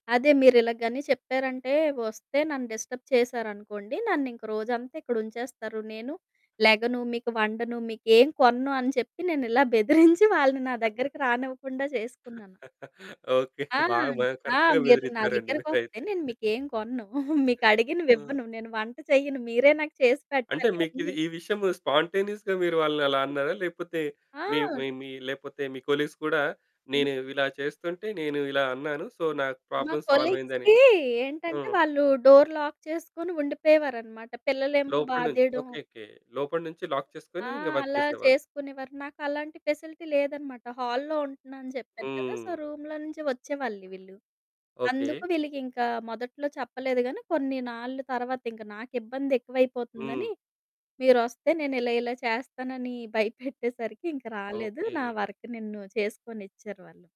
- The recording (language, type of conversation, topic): Telugu, podcast, మీ ఇంట్లో పనికి సరిపోయే స్థలాన్ని మీరు శ్రద్ధగా ఎలా సర్దుబాటు చేసుకుంటారు?
- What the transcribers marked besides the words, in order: in English: "డిస్టర్బ్"; laughing while speaking: "బెదిరించి"; chuckle; laughing while speaking: "ఓకే. బాగా మ కరెక్ట్‌గా బెదిరిచ్చారండి మీరైతే"; in English: "కరెక్ట్‌గా"; other background noise; giggle; in English: "స్పాంటేనియస్‌గా"; in English: "కొలీగ్స్"; in English: "సో"; in English: "ప్రాబ్లమ్"; in English: "కొలీగ్స్‌కి"; in English: "డోర్ లాక్"; in English: "లాక్"; in English: "వర్క్"; in English: "ఫెసిలిటీ"; in English: "హాల్‌లో"; in English: "సో రూమ్‌లో"; laughing while speaking: "భయపెట్టేసరికి"; in English: "వర్క్"